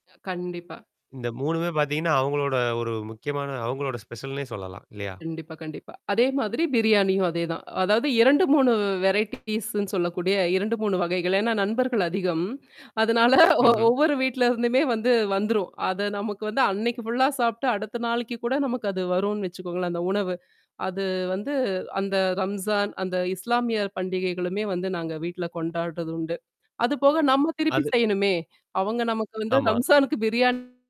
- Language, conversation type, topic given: Tamil, podcast, உங்கள் மதக் கொண்டாட்டங்களில் இடம்பெறும் பாரம்பரிய உணவுகள் பற்றி பகிர்ந்து சொல்ல முடியுமா?
- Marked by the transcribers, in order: mechanical hum; in English: "ஸ்பெஷல்ன்னே"; in English: "வெரைட்டி பீஸ்ன்னு"; tapping; laughing while speaking: "அதனால ஒ ஒவ்வொரு வீட்ல இருந்துமே வந்து வந்துரும்"; "பிரியாணி" said as "பிரியாண்"